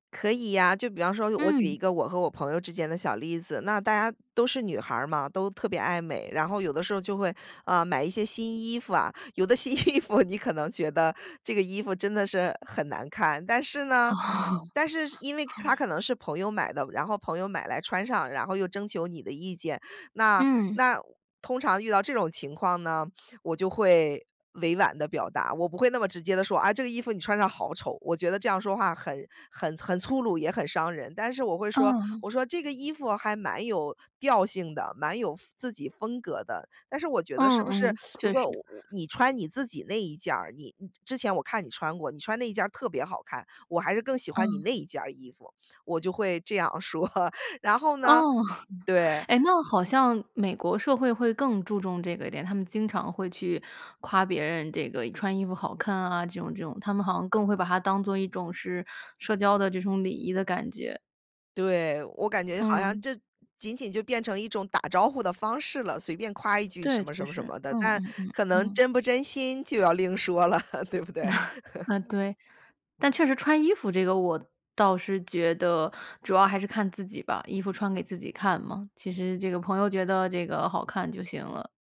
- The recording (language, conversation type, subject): Chinese, podcast, 你为了不伤害别人，会选择隐瞒自己的真实想法吗？
- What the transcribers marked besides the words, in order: laughing while speaking: "新衣服"; laugh; teeth sucking; laughing while speaking: "说"; laugh; laughing while speaking: "了，对不对？"; chuckle; laugh